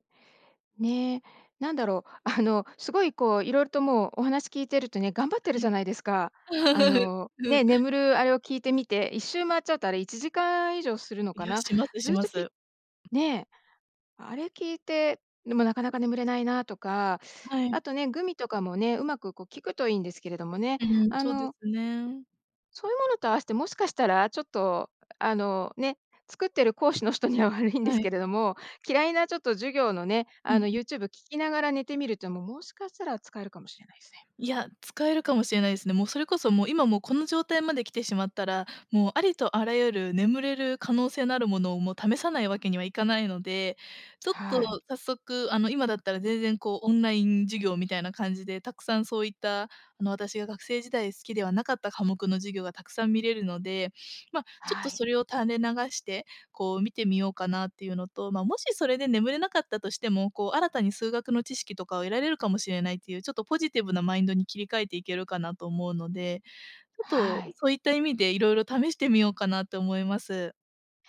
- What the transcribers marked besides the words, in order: laughing while speaking: "あの"; laugh; other background noise; laughing while speaking: "講師の人には悪いんですけれども"
- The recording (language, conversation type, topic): Japanese, advice, 眠れない夜が続いて日中ボーッとするのですが、どうすれば改善できますか？
- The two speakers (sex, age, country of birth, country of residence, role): female, 25-29, Japan, Japan, user; female, 55-59, Japan, United States, advisor